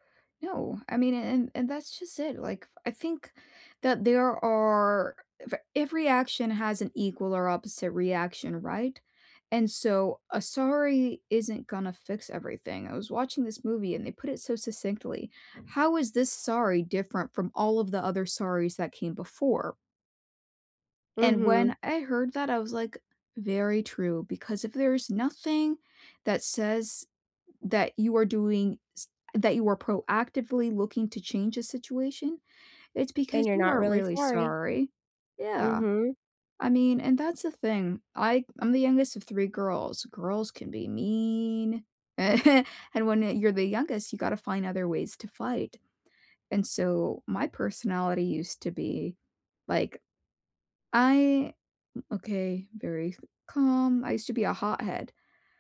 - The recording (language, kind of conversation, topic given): English, unstructured, How do you know when to forgive and when to hold someone accountable?
- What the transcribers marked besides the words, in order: tapping; chuckle